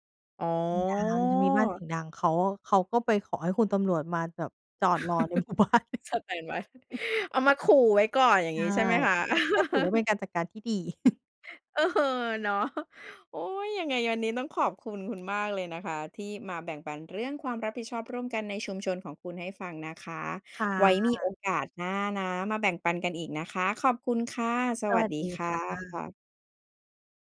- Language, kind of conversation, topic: Thai, podcast, คุณคิดว่า “ความรับผิดชอบร่วมกัน” ในชุมชนหมายถึงอะไร?
- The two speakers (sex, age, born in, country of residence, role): female, 30-34, Thailand, Thailand, guest; female, 40-44, Thailand, Thailand, host
- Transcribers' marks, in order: chuckle; laughing while speaking: "หมู่บ้าน"; chuckle; laugh; chuckle; laughing while speaking: "เออ เนาะ"